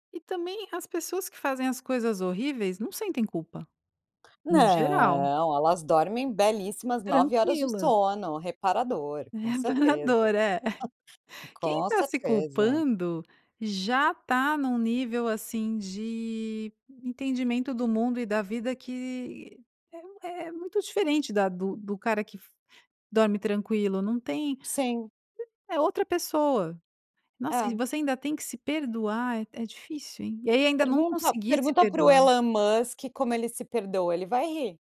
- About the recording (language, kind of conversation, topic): Portuguese, podcast, O que te ajuda a se perdoar?
- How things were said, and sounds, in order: giggle